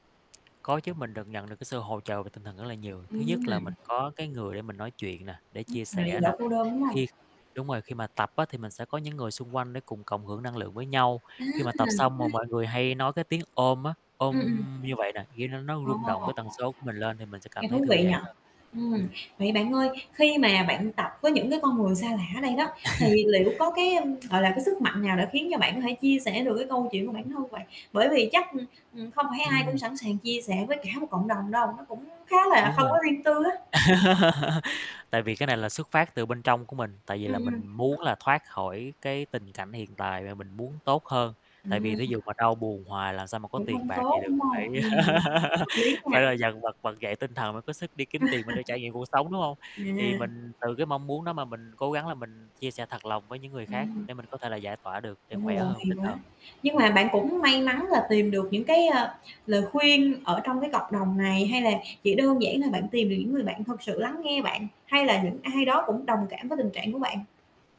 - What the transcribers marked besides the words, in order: tapping; static; distorted speech; tsk; laugh; laugh; other background noise; laugh; laugh
- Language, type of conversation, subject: Vietnamese, podcast, Cộng đồng và mạng lưới hỗ trợ giúp một người hồi phục như thế nào?